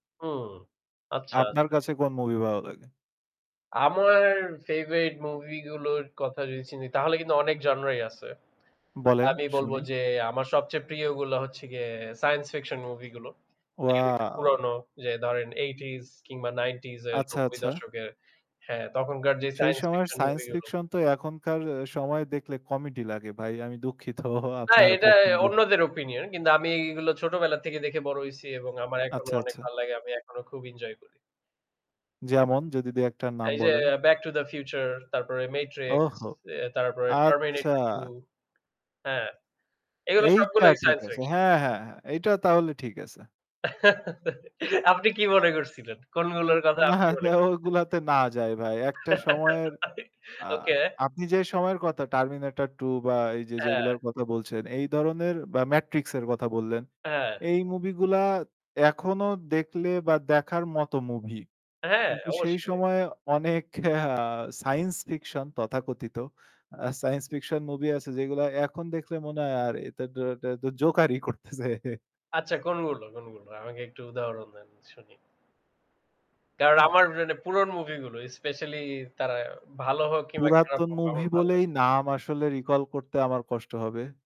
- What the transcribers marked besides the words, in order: tapping; static; other background noise; laughing while speaking: "দুঃখিত আপনার পছন্দের"; alarm; laugh; laughing while speaking: "আপনি কি মনে করছিলেন? কোনগুলোর কথা আপনি মনে করছিলেন?"; laughing while speaking: "না, না"; laugh; laughing while speaking: "ওকে"; laughing while speaking: "আ"; unintelligible speech; laughing while speaking: "জোকার ই করতেছে"
- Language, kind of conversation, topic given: Bengali, unstructured, তোমার প্রিয় চলচ্চিত্র কোনটি এবং কেন?